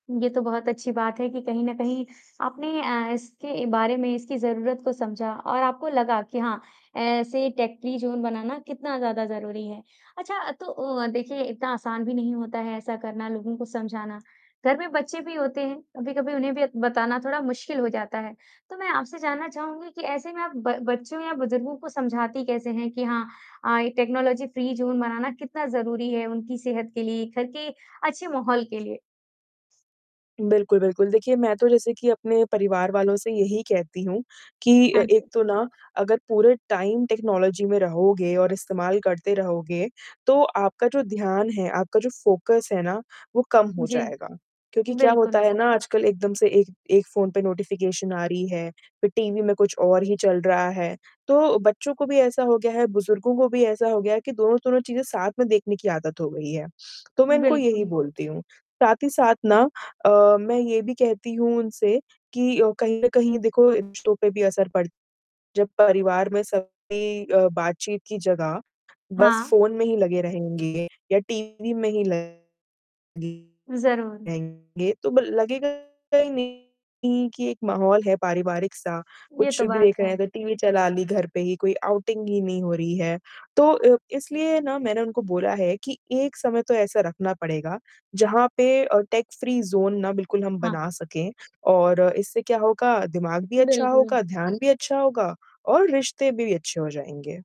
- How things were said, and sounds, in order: static; other background noise; in English: "टेक फ्री ज़ोन"; tapping; in English: "टेक्नोलॉजी फ्री ज़ोन"; in English: "टाइम, टेक्नोलॉजी"; in English: "फोकस"; in English: "नोटिफिकेशन"; distorted speech; in English: "आउटिंग"; in English: "टेक फ्री ज़ोन"
- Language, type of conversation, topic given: Hindi, podcast, आप अपने घर में तकनीक-मुक्त क्षेत्र कैसे बनाते हैं?